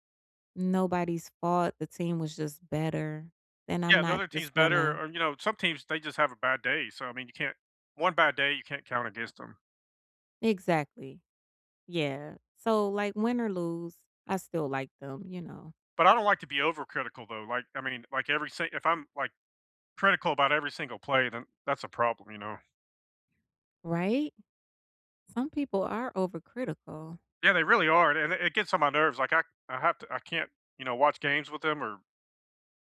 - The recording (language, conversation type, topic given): English, unstructured, How do you balance being a supportive fan and a critical observer when your team is struggling?
- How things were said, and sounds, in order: other background noise